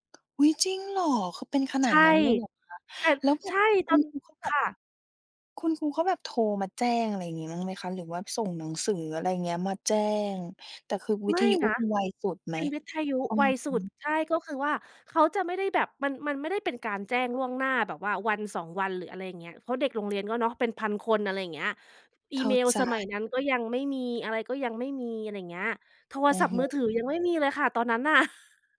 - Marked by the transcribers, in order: tapping; chuckle
- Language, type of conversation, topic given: Thai, podcast, ความทรงจำในวัยเด็กของคุณเกี่ยวกับช่วงเปลี่ยนฤดูเป็นอย่างไร?